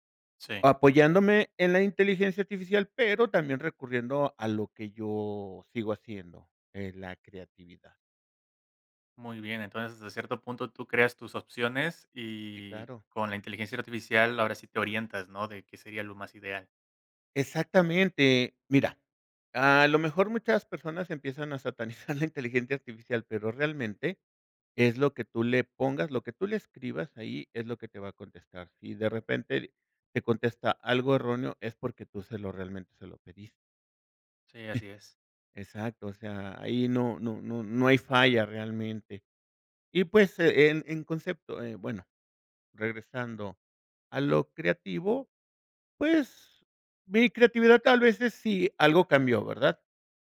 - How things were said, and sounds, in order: laughing while speaking: "satanizar"; other noise
- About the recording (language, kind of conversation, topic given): Spanish, podcast, ¿Cómo ha cambiado tu creatividad con el tiempo?